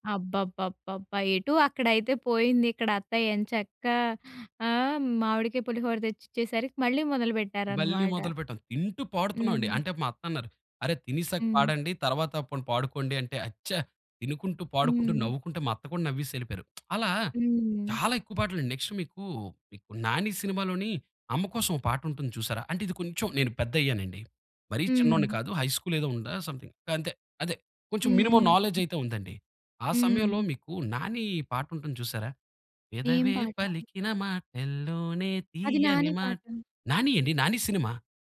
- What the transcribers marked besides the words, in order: in English: "నెక్స్ట్"; in English: "హై స్కూల్"; in English: "సమ్‌థింగ్"; in English: "మినిమమ్ నాలెడ్జ్"; singing: "పెదవే పలికిన మాటల్లోనే తియ్యని మాట్"
- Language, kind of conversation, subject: Telugu, podcast, మీ చిన్ననాటి జ్ఞాపకాలను మళ్లీ గుర్తు చేసే పాట ఏది?